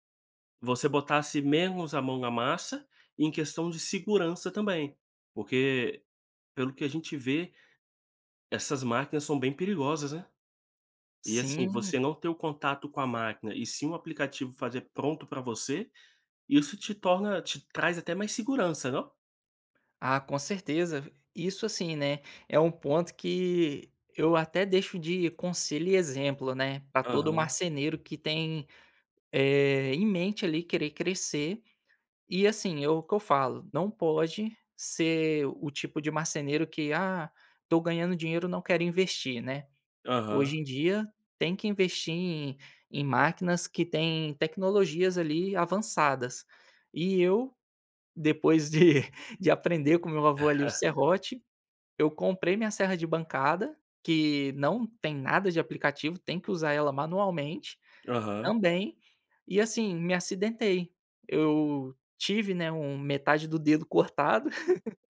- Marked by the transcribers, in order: chuckle
- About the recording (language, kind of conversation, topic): Portuguese, podcast, Como você equilibra trabalho e vida pessoal com a ajuda de aplicativos?